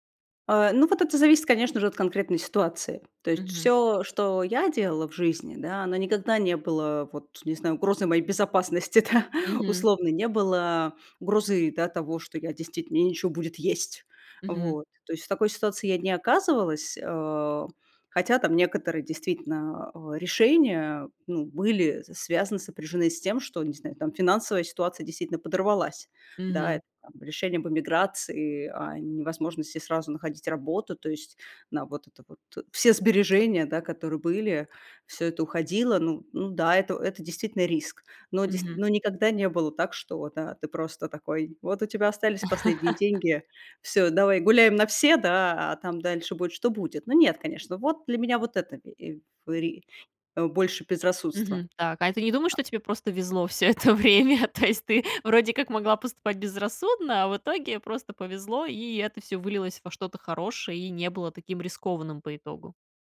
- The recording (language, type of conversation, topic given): Russian, podcast, Как ты отличаешь риск от безрассудства?
- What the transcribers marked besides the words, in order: laughing while speaking: "да"; chuckle; laughing while speaking: "всё это время?"